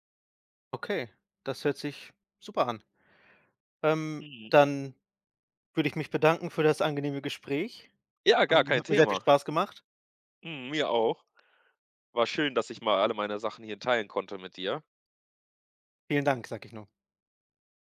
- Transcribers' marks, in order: none
- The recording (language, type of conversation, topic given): German, podcast, Wie findest du heraus, was dir im Leben wirklich wichtig ist?
- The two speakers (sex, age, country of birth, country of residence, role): male, 20-24, Germany, Portugal, guest; male, 30-34, Germany, Germany, host